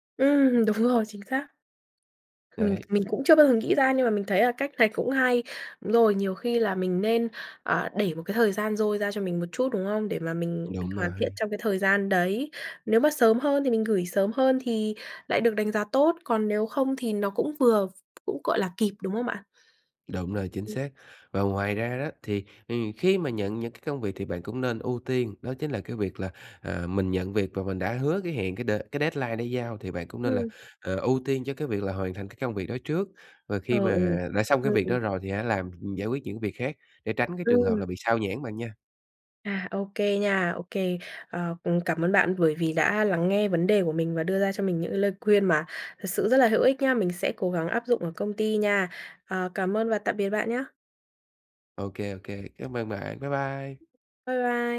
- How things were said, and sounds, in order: tapping; other background noise; in English: "deadline"
- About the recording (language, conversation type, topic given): Vietnamese, advice, Làm thế nào để tôi ước lượng thời gian chính xác hơn và tránh trễ hạn?